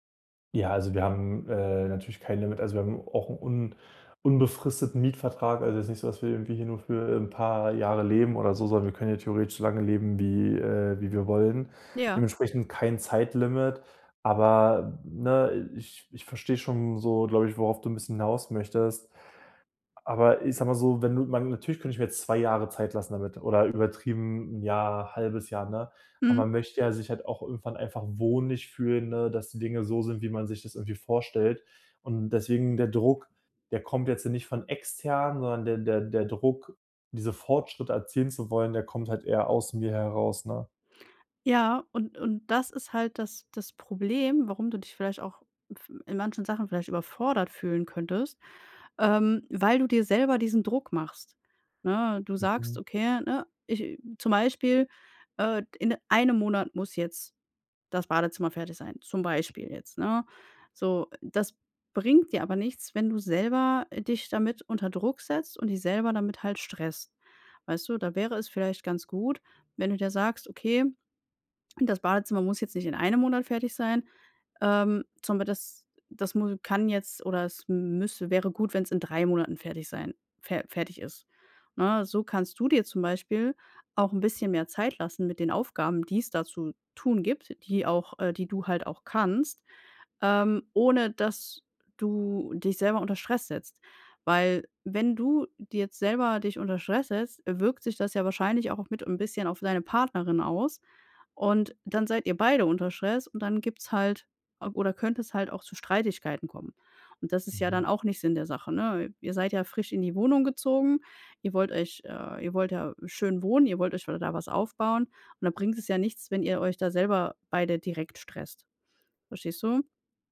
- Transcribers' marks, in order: "jetzt" said as "jetze"; other background noise
- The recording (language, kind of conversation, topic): German, advice, Wie kann ich meine Fortschritte verfolgen, ohne mich überfordert zu fühlen?